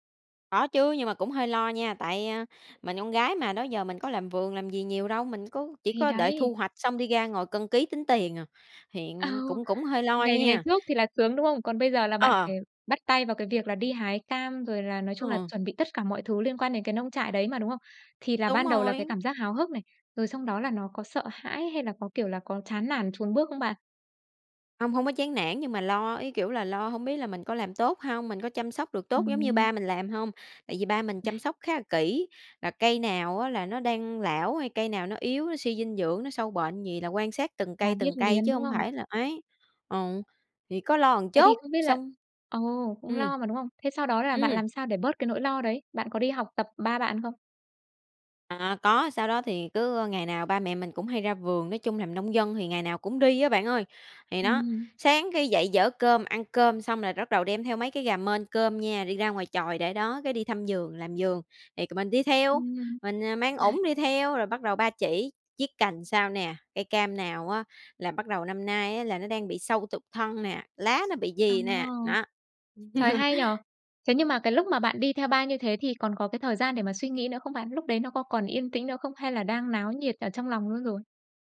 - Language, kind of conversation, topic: Vietnamese, podcast, Bạn có thể kể về một lần bạn tìm được một nơi yên tĩnh để ngồi lại và suy nghĩ không?
- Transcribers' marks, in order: tapping; other background noise; "một" said as "ừn"; laugh; laugh